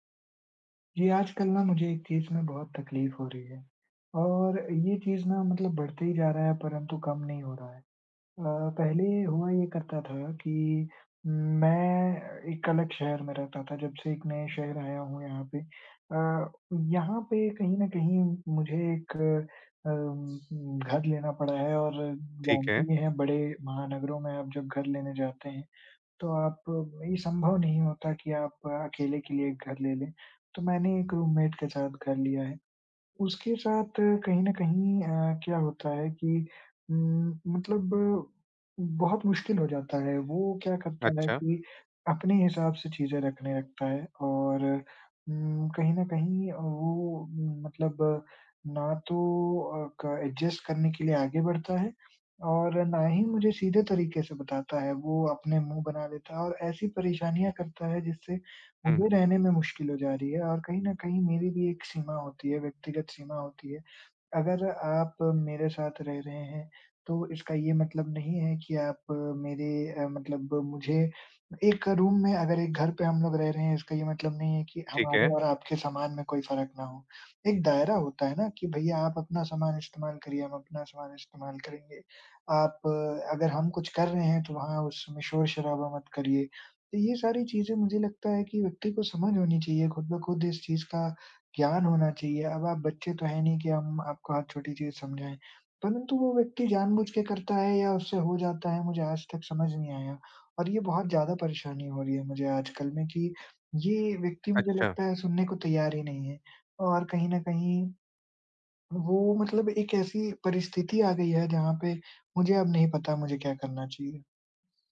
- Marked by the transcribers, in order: in English: "रूममेट"; in English: "एडजस्ट"; in English: "रूम"
- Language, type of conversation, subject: Hindi, advice, नए रिश्ते में बिना दूरी बनाए मैं अपनी सीमाएँ कैसे स्पष्ट करूँ?